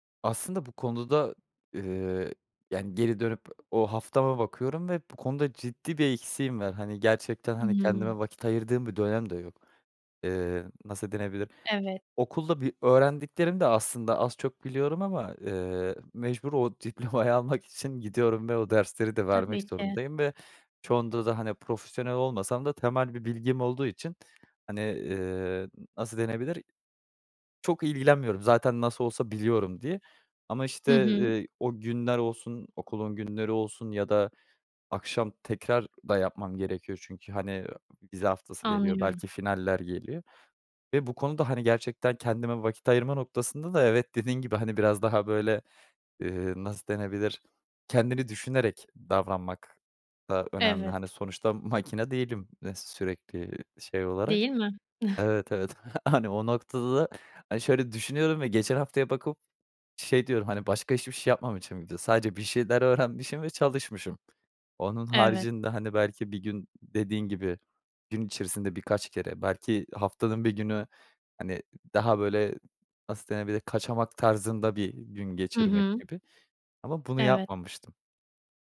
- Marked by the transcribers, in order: other background noise; "var" said as "ver"; laughing while speaking: "diplomayı"; laughing while speaking: "hani"; chuckle
- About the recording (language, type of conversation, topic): Turkish, advice, Çoklu görev tuzağı: hiçbir işe derinleşememe
- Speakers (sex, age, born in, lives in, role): female, 30-34, Turkey, Spain, advisor; male, 25-29, Turkey, Netherlands, user